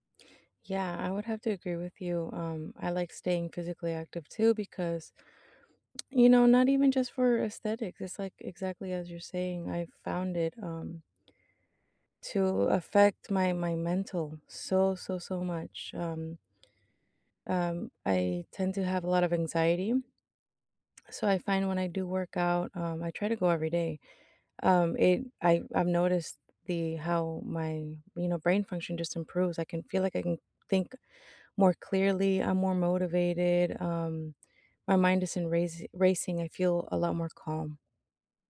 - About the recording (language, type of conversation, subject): English, unstructured, What is the most rewarding part of staying physically active?
- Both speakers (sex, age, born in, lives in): female, 35-39, Mexico, United States; female, 60-64, United States, United States
- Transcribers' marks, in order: lip smack